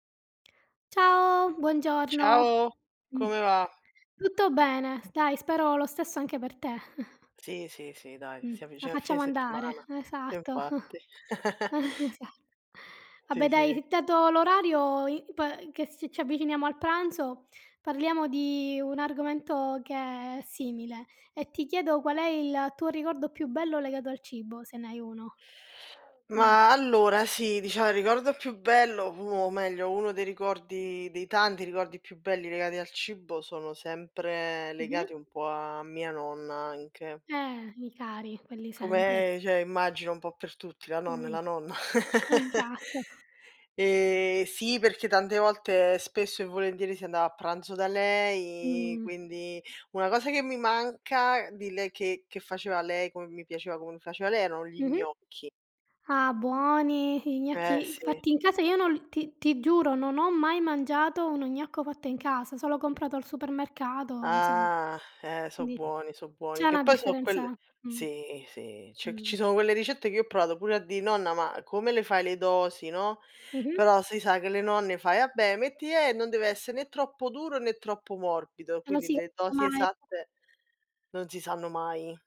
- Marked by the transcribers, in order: chuckle; chuckle; "vabbè" said as "abbè"; chuckle; "cibo" said as "cibbo"; other background noise; "cioè" said as "ceh"; tapping; chuckle; drawn out: "lei"; drawn out: "Ah"; "cioè" said as "ceh"; unintelligible speech
- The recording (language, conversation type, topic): Italian, unstructured, Qual è il tuo ricordo più bello legato al cibo?